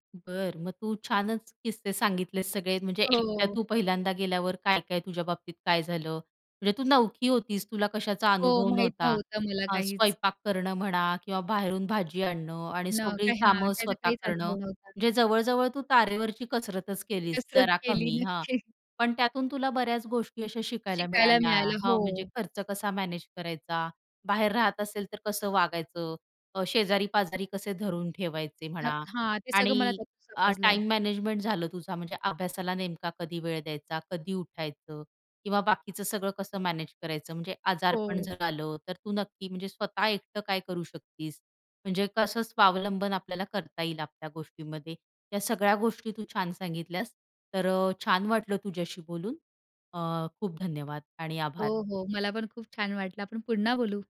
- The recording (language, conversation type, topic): Marathi, podcast, पहिल्यांदा एकटे राहायला गेल्यावर तुम्हाला कोणते बदल जाणवले?
- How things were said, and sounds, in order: laughing while speaking: "नक्की"; tapping